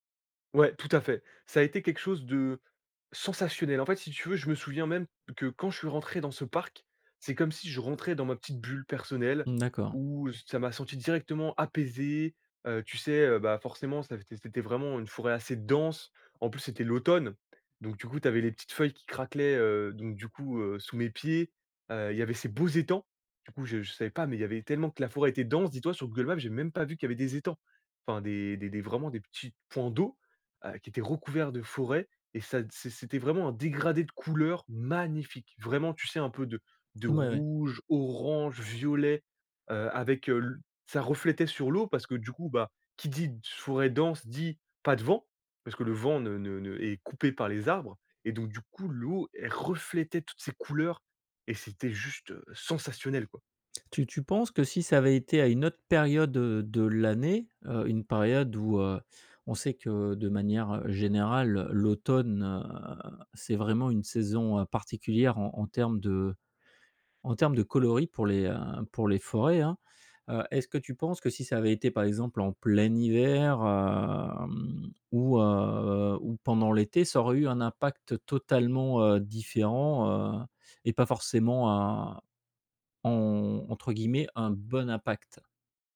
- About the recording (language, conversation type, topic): French, podcast, Quel est l’endroit qui t’a calmé et apaisé l’esprit ?
- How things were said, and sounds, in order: stressed: "sensationnel"; other background noise; stressed: "dense"; stressed: "l'automne"; stressed: "reflétait"; stressed: "plein"; drawn out: "hem"